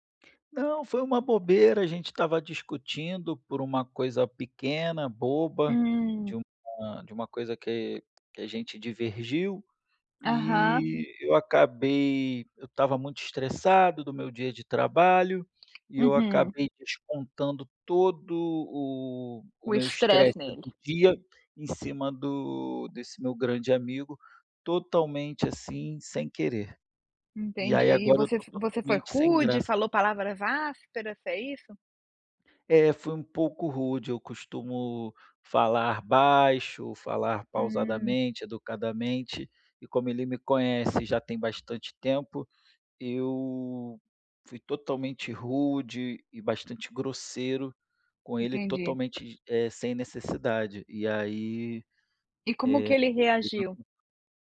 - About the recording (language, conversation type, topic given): Portuguese, advice, Como posso pedir desculpas de forma sincera depois de magoar alguém sem querer?
- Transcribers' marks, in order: tapping